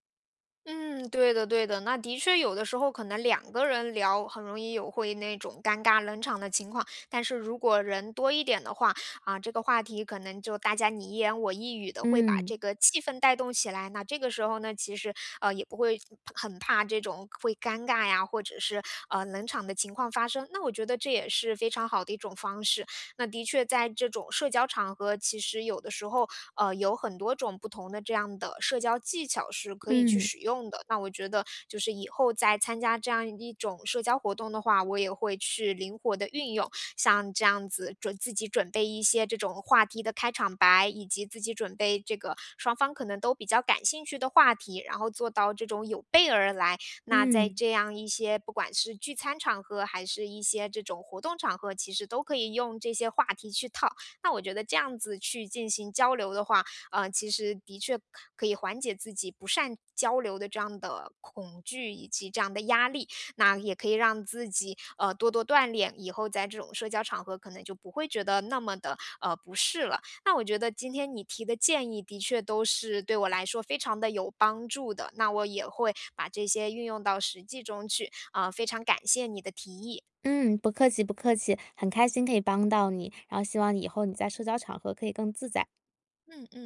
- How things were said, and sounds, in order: none
- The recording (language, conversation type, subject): Chinese, advice, 如何在派对上不显得格格不入？